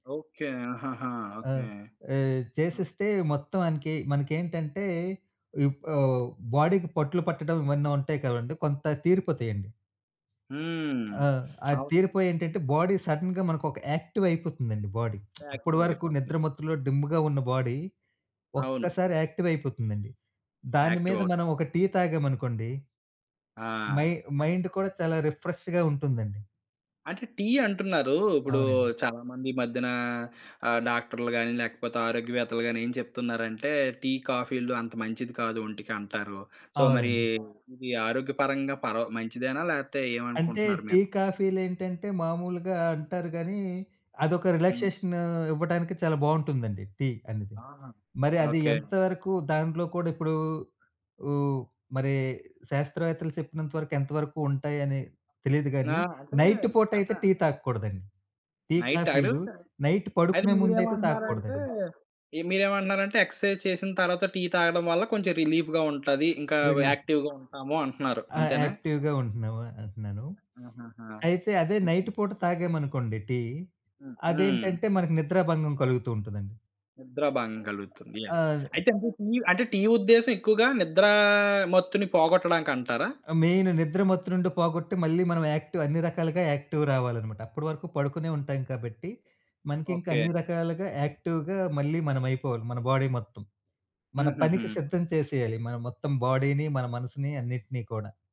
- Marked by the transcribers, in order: other background noise; in English: "బాడీ‌కి"; in English: "బాడీ సడెన్‌గా"; in English: "యాక్టివ్"; in English: "బాడీ"; in English: "యాక్టివ్"; lip smack; in English: "డిమ్‌గా"; in English: "బాడీ"; in English: "యాక్టివ్"; in English: "యాక్టివ్"; in English: "మై మైండ్"; in English: "రిఫ్రెష్‌గా"; in English: "సో"; in English: "రిలాక్సేషన్"; in English: "నైట్"; in English: "నైట్"; in English: "నైట్"; in English: "ఎక్సర్సైజ్"; in English: "రిలీఫ్‌గా"; tapping; in English: "ఎగ్జాక్ట్‌లీ"; in English: "యాక్టివ్‌గా"; in English: "యాక్టివ్‌గా"; in English: "నైట్"; in English: "యెస్"; in English: "మెయిన్"; in English: "యాక్టివ్"; in English: "యాక్టివ్"; in English: "యాక్టివ్‌గా"; in English: "బాడీ‌ని"
- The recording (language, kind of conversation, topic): Telugu, podcast, ఉత్పాదకంగా ఉండడానికి మీరు పాటించే రోజువారీ దినచర్య ఏమిటి?